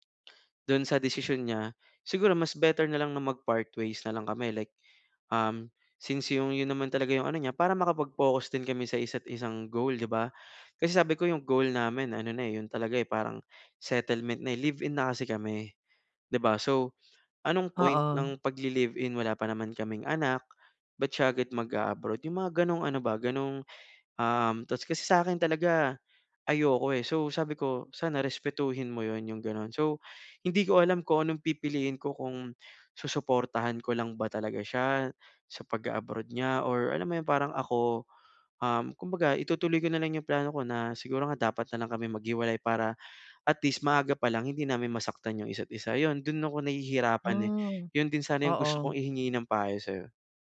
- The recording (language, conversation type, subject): Filipino, advice, Paano namin haharapin ang magkaibang inaasahan at mga layunin naming magkapareha?
- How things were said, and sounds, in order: none